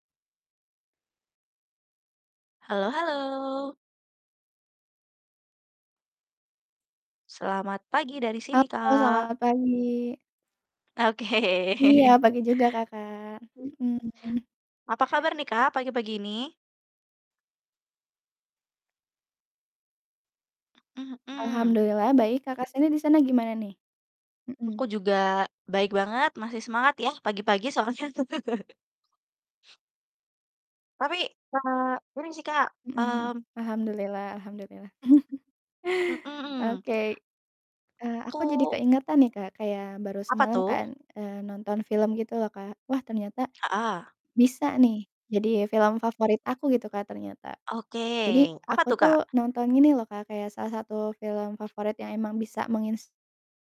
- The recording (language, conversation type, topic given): Indonesian, unstructured, Apa film favoritmu yang paling menginspirasimu?
- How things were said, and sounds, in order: distorted speech; laughing while speaking: "Oke"; chuckle; other background noise; chuckle